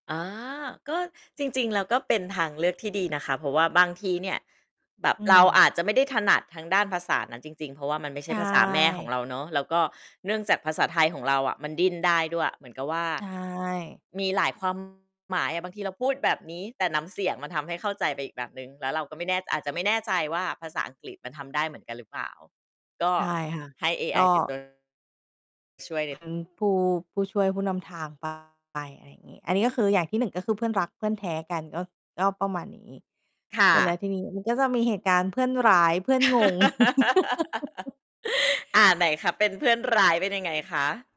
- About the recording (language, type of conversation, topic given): Thai, podcast, คุณคิดอย่างไรเกี่ยวกับการใช้ปัญญาประดิษฐ์มาช่วยงานประจำ?
- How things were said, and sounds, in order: distorted speech; laugh